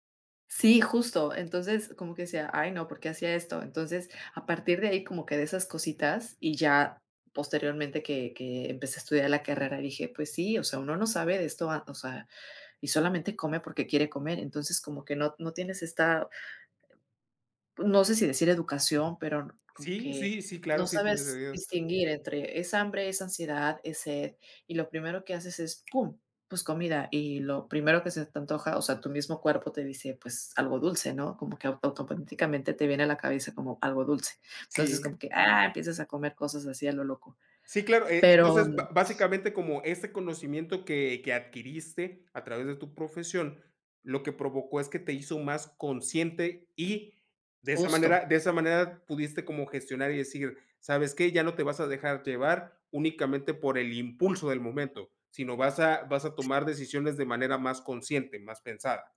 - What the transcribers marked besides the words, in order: tapping; other background noise
- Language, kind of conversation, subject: Spanish, podcast, ¿Cómo eliges qué comer para sentirte bien?
- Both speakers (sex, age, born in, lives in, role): female, 35-39, Mexico, United States, guest; male, 40-44, Mexico, Mexico, host